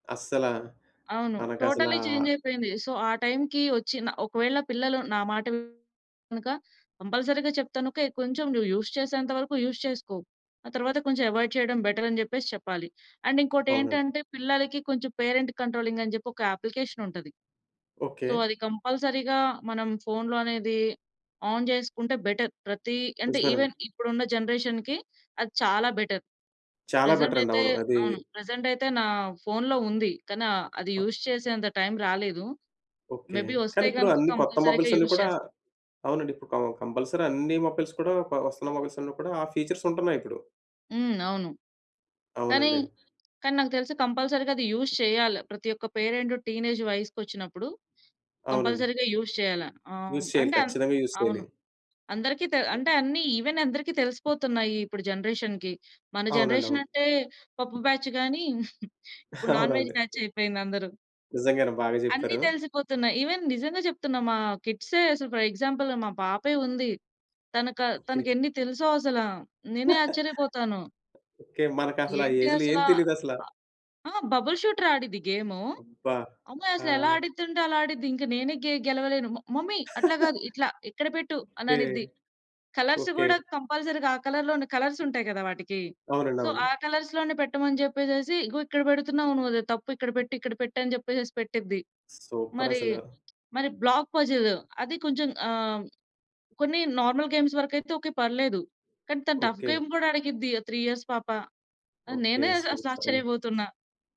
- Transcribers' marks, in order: in English: "టోటల్లీ"; in English: "సో"; in English: "కంపల్సరీ‌గా"; in English: "యూజ్"; in English: "యూజ్"; in English: "అవాయిడ్"; in English: "బెటర్"; in English: "అండ్"; in English: "పేరెంట్ కంట్రోలింగ్"; in English: "అప్లికేషన్"; in English: "సో"; in English: "కంపల్సరీ‌గా"; in English: "ఆన్"; in English: "బెటర్"; in English: "ఈవెన్"; in English: "జనరేషన్‌కి"; in English: "బెటర్. ప్రెజెంట్"; in English: "బెటర్"; in English: "ప్రెజెంట్"; in English: "యూజ్"; in English: "మేబి"; in English: "కంపల్సరీ‌గా యూజ్"; in English: "మొబైల్స్"; in English: "క కంపల్సరీ"; in English: "మొబైల్స్"; in English: "మొబైల్స్"; in English: "ఫీచర్స్"; other background noise; in English: "కంపల్సరీ‌గా"; in English: "యూజ్"; in English: "పేరెంట్ టీనేజ్"; in English: "కంపల్సరీ‌గా యూజ్"; in English: "యూజ్"; in English: "యూజ్"; in English: "ఈవెన్"; in English: "జనరేషన్‌కి"; in English: "జనరేషన్"; in English: "బ్యాచ్"; chuckle; in English: "నాన్ వెజ్ బ్యాచ్"; laughing while speaking: "అవునండి"; in English: "ఈవెన్"; in English: "ఫర్ ఎగ్జాంపుల్"; chuckle; in English: "ఏజ్‌లో"; in English: "బబుల్ షూటర్"; in English: "మ మమ్మీ"; chuckle; in English: "కలర్స్"; in English: "కంపల్సరీగా"; in English: "కలర్‌లోనే కలర్స్"; in English: "సో"; in English: "కలర్స్‌లోనే"; in English: "సూపర్"; tapping; in English: "బ్లాక్ పజిల్"; in English: "నార్మల్ గేమ్స్"; in English: "టఫ్ గేమ్"; in English: "త్రీ ఇయర్స్"
- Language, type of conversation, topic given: Telugu, podcast, రాత్రి ఫోన్‌ను పడకగదిలో ఉంచుకోవడం గురించి మీ అభిప్రాయం ఏమిటి?